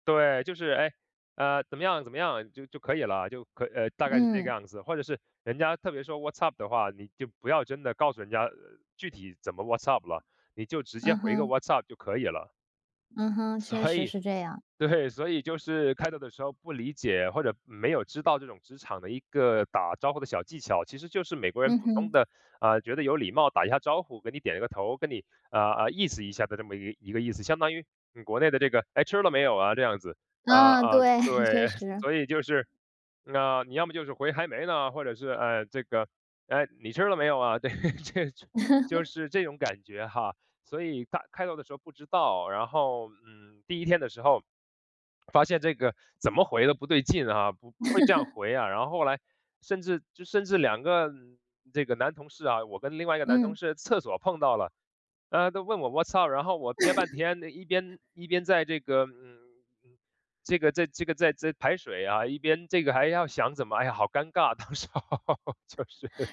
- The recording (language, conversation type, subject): Chinese, podcast, 能分享你第一份工作时的感受吗？
- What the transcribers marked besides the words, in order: in English: "What’s up？"; in English: "What’s up？"; in English: "What’s up？"; laughing while speaking: "所以 对"; laugh; laugh; laughing while speaking: "对，这种"; laugh; in English: "What’s up？"; laugh; laughing while speaking: "当时候，就是"